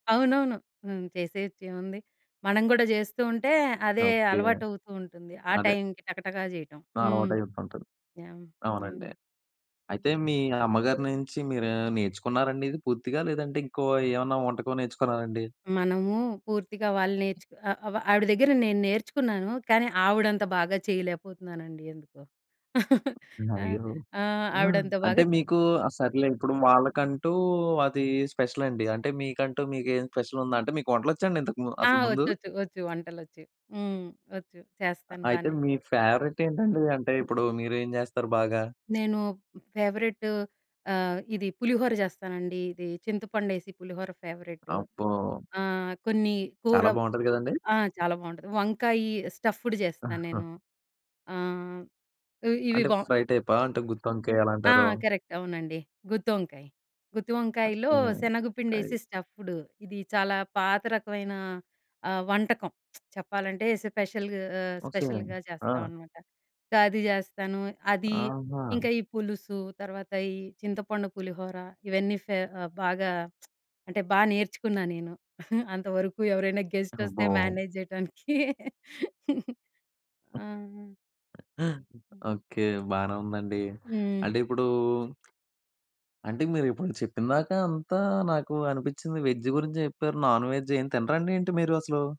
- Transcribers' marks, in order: tapping; other background noise; chuckle; in English: "ఫేవరేట్"; in English: "స్టఫ్డ్"; in English: "ఫ్రై"; in English: "కరెక్ట్"; lip smack; in English: "స్పెషల్"; in English: "స్పెషల్‌గ"; lip smack; giggle; in English: "గెస్ట్"; in English: "మేనేజ్"; chuckle; in English: "వెజ్"; in English: "నాన్‌వెజ్"
- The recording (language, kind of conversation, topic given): Telugu, podcast, మీ ఇంట్లో ప్రతిసారి తప్పనిసరిగా వండే ప్రత్యేక వంటకం ఏది?